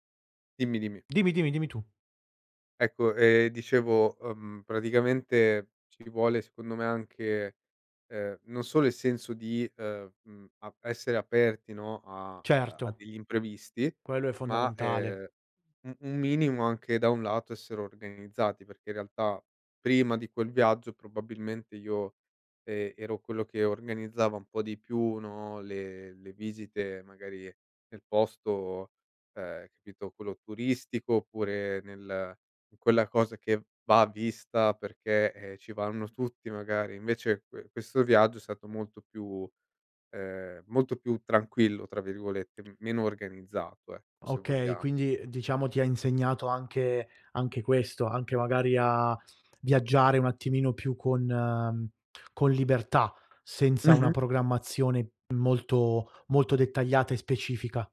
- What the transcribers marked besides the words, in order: other background noise
- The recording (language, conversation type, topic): Italian, podcast, Qual è un incontro fatto in viaggio che non dimenticherai mai?